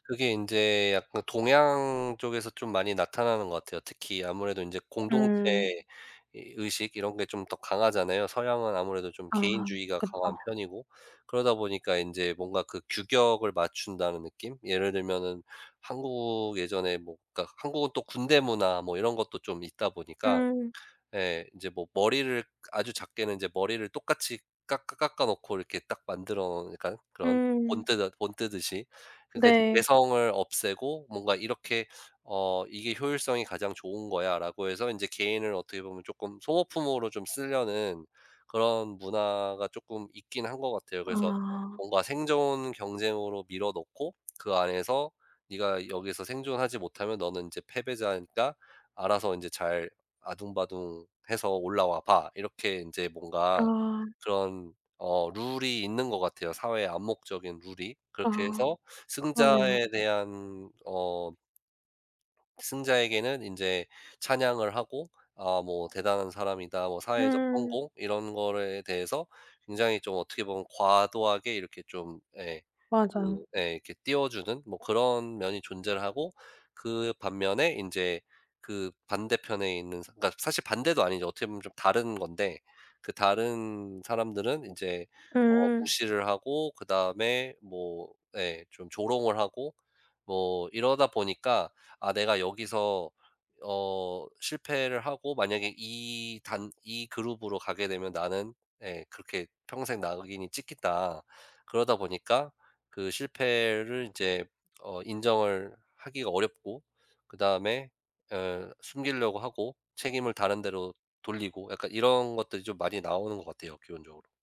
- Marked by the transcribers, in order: tapping; other background noise; "거에" said as "거러에"; "찍힌다" said as "찍힜다"
- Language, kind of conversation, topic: Korean, podcast, 실패를 숨기려는 문화를 어떻게 바꿀 수 있을까요?